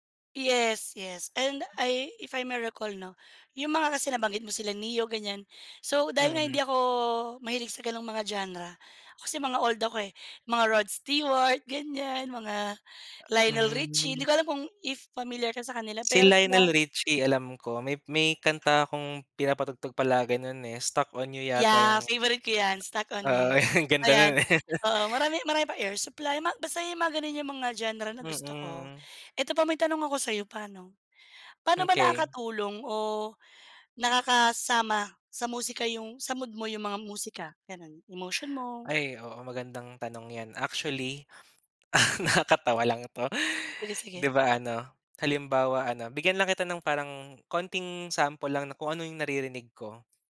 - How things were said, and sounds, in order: in English: "if I may recall"; laugh; laugh
- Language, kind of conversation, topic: Filipino, unstructured, Paano nakaaapekto sa iyo ang musika sa araw-araw?